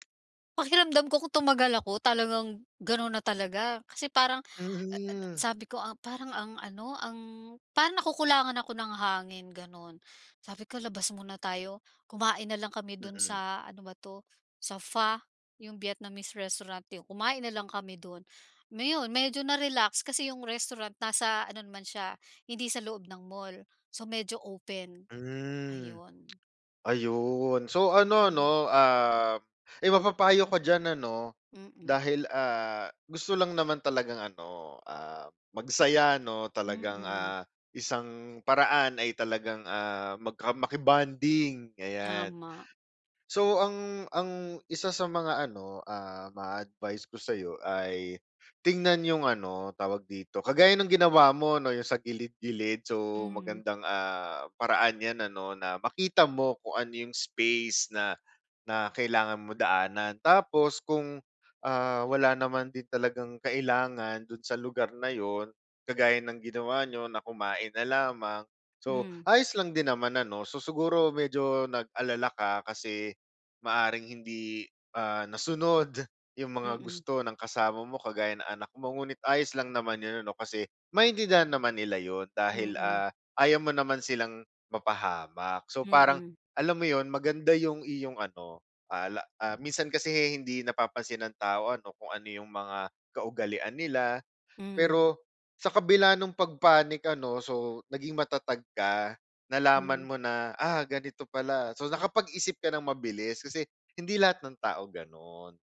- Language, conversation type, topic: Filipino, advice, Paano ko mababalanse ang pisikal at emosyonal na tensyon ko?
- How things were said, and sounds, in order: tapping; tongue click